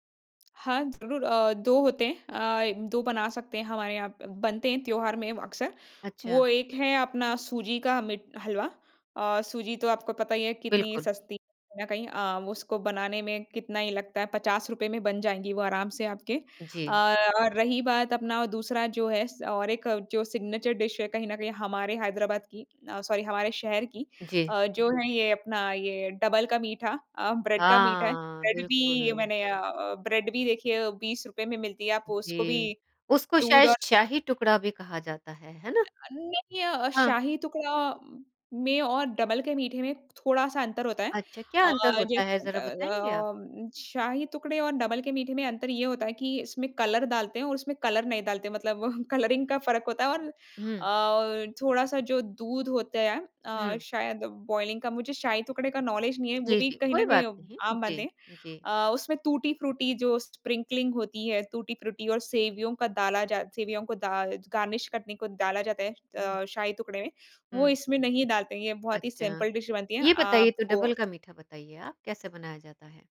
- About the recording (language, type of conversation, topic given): Hindi, podcast, जब बजट कम हो, तो आप त्योहार का खाना कैसे प्रबंधित करते हैं?
- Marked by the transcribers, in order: in English: "सिग्नेचर डिश"; in English: "सॉरी"; in English: "डबल"; "शायद" said as "शायश"; in English: "डबल"; in English: "डबल"; in English: "कलर"; in English: "कलर"; laughing while speaking: "मतलब कलरिंग"; in English: "कलरिंग"; in English: "बॉयलिंग"; in English: "नॉलेज़"; in English: "स्प्रिंकलिंग"; in English: "गार्निश"; in English: "सिंपल डिश"; in English: "डबल"